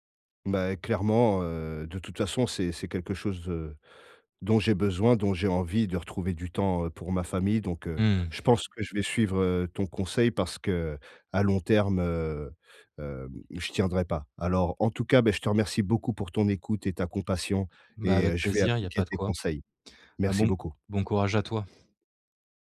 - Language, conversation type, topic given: French, advice, Comment gérer la culpabilité liée au déséquilibre entre vie professionnelle et vie personnelle ?
- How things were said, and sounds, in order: none